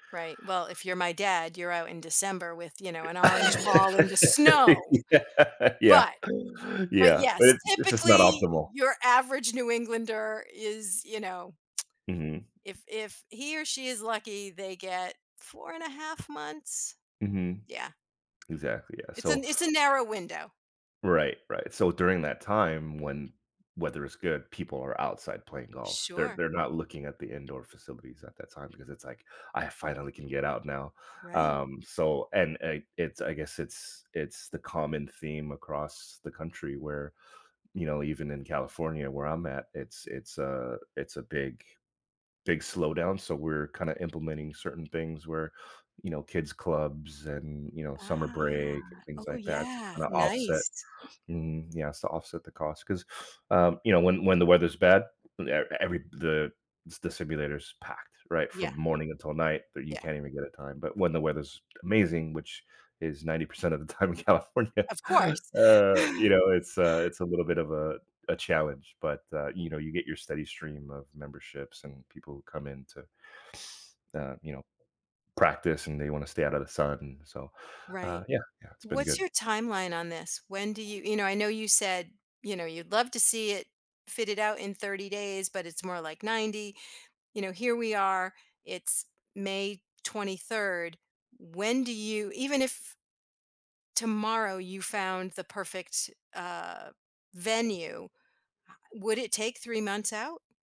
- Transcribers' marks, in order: laugh; laughing while speaking: "Yeah. Yeah"; other background noise; stressed: "snow. But"; tapping; drawn out: "Ah"; other noise; laughing while speaking: "time in California, uh"; sigh; inhale
- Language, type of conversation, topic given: English, unstructured, How do you stay motivated when working toward a personal goal?
- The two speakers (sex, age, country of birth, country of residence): female, 55-59, United States, United States; male, 40-44, United States, United States